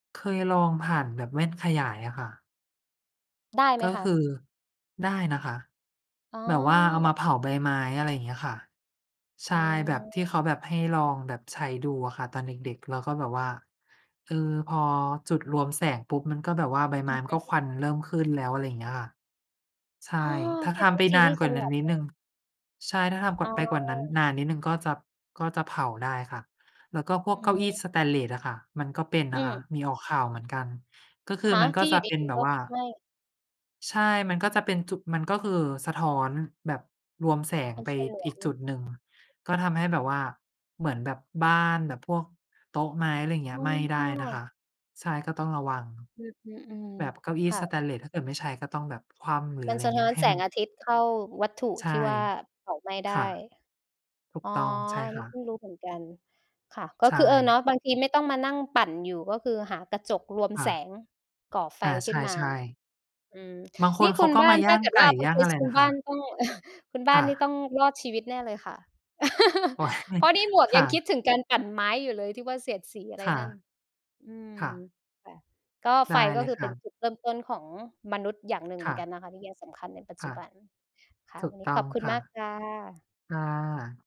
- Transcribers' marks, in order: "ฉนวน" said as "ฉลวง"; chuckle; laugh; laughing while speaking: "โอ๊ย"
- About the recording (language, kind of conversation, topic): Thai, unstructured, ทำไมการค้นพบไฟจึงเป็นจุดเปลี่ยนสำคัญในประวัติศาสตร์มนุษย์?